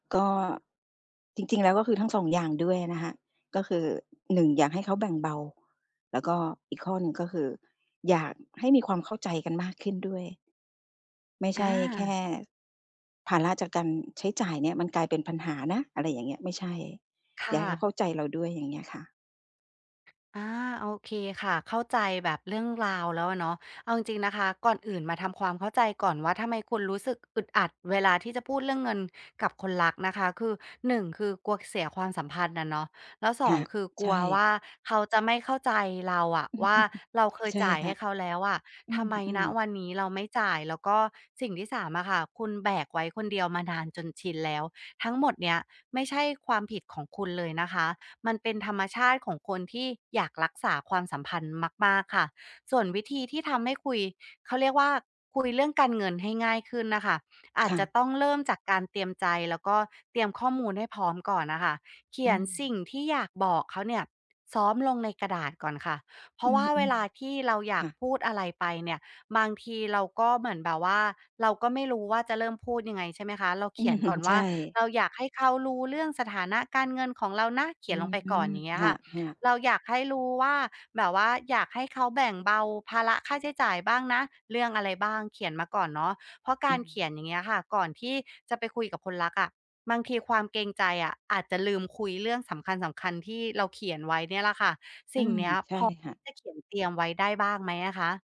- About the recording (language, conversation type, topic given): Thai, advice, คุณควรเริ่มคุยเรื่องแบ่งค่าใช้จ่ายกับเพื่อนหรือคนรักอย่างไรเมื่อรู้สึกอึดอัด?
- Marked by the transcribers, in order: chuckle